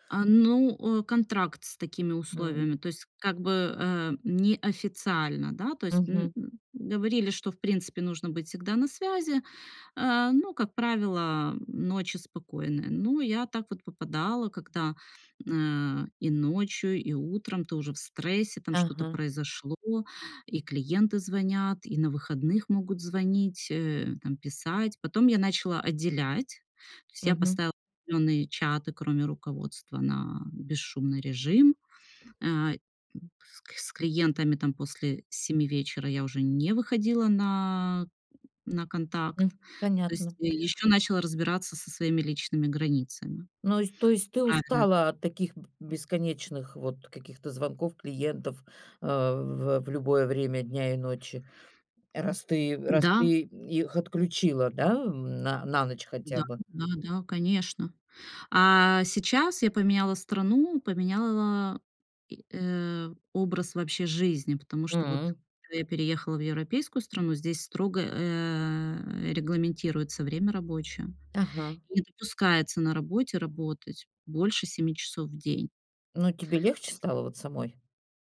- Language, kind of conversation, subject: Russian, podcast, Как вы выстраиваете границы между работой и отдыхом?
- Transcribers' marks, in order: tapping; other background noise; grunt